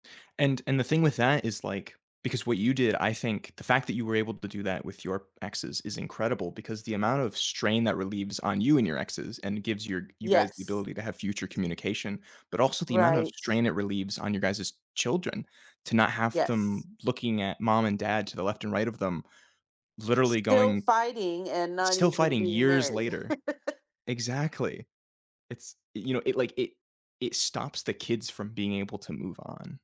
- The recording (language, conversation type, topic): English, unstructured, What are some effective ways for couples to build strong relationships in blended families?
- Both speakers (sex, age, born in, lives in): female, 55-59, United States, United States; male, 20-24, United States, United States
- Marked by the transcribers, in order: chuckle